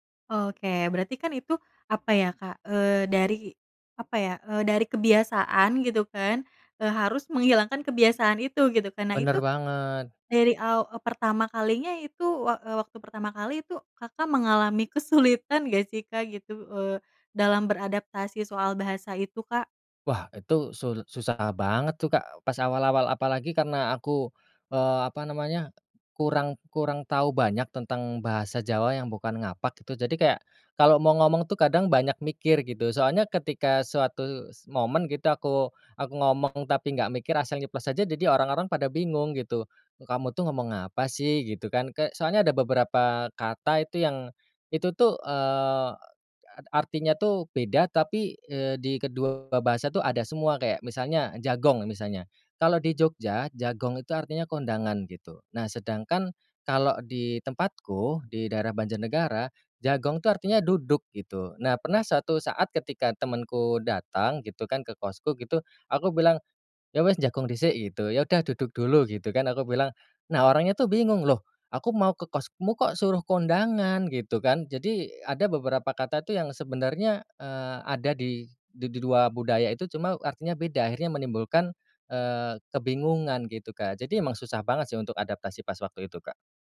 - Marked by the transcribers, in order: laughing while speaking: "kesulitan"; tapping; in Javanese: "jagong"; in Javanese: "jagong"; in Javanese: "jagong"; in Javanese: "wis, jagong dhisik"
- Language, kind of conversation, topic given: Indonesian, podcast, Bagaimana bahasa ibu memengaruhi rasa identitasmu saat kamu tinggal jauh dari kampung halaman?